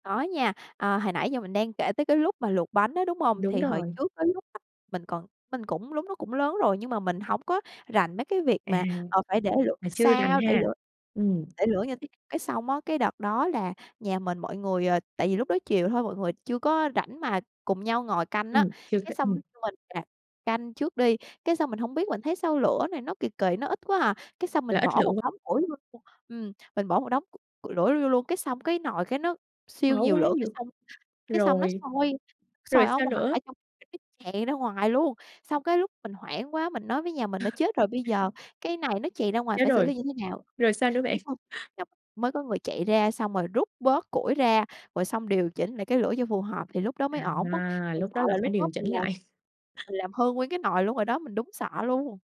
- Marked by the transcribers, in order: tapping; laugh; laughing while speaking: "bạn?"; laugh; laughing while speaking: "lại?"
- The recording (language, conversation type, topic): Vietnamese, podcast, Bạn có nhớ món ăn gia đình nào gắn với một kỷ niệm đặc biệt không?